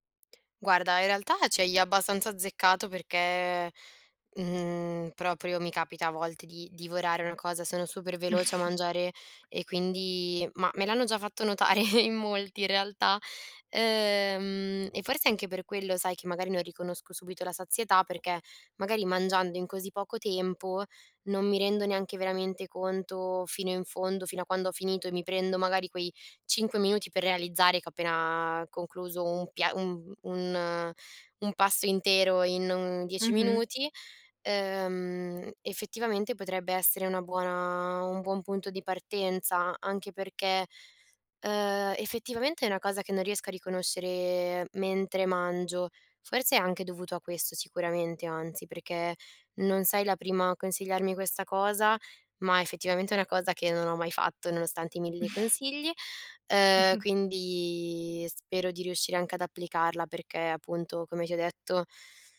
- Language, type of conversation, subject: Italian, advice, Come posso imparare a riconoscere la mia fame e la sazietà prima di mangiare?
- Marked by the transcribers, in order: tapping; other background noise; chuckle; laughing while speaking: "notare in molti in realtà"; chuckle